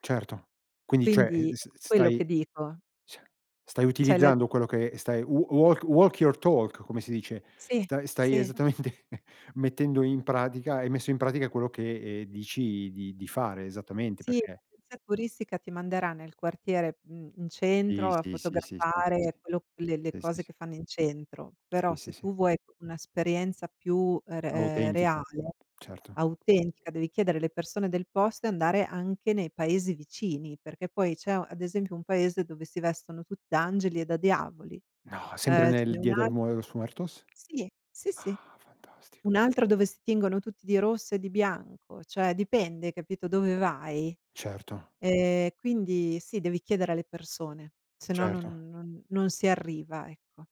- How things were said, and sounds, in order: "cioè" said as "ceh"; "Cioè" said as "ceh"; in English: "w walk walk your talk"; laughing while speaking: "esattamente"; other background noise; "esperienza" said as "asperienza"; surprised: "No!"; in Spanish: "Dia del mue los muertos?"; tapping; surprised: "Ah, fantastico"
- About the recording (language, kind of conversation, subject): Italian, podcast, Come bilanci la pianificazione e la spontaneità quando viaggi?